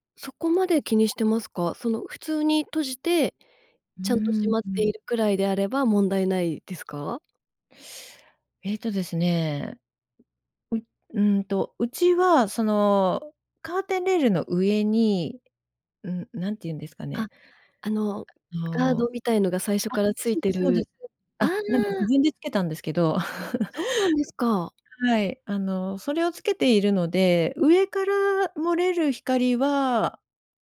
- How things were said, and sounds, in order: other noise; anticipating: "あ、そうです、そうです"; surprised: "ああ"; surprised: "そうなんですか"; laugh
- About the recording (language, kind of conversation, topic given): Japanese, podcast, 快適に眠るために普段どんなことをしていますか？